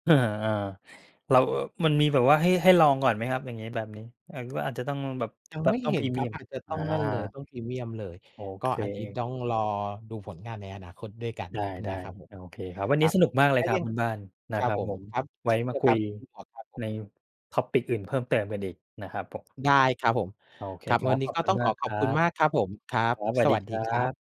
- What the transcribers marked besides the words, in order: tapping; in English: "topic"
- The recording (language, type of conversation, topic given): Thai, unstructured, เทคโนโลยีเปลี่ยนวิธีที่เราใช้ชีวิตอย่างไรบ้าง?